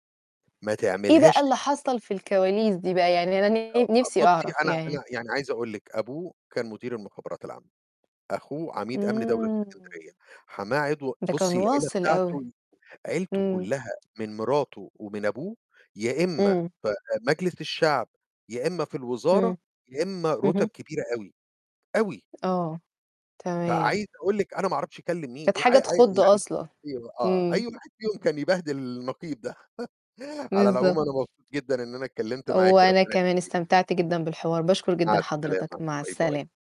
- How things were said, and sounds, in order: unintelligible speech; distorted speech; tapping; laugh; other background noise; unintelligible speech
- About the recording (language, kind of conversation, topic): Arabic, unstructured, إيه أهمية إن يبقى عندنا صندوق طوارئ مالي؟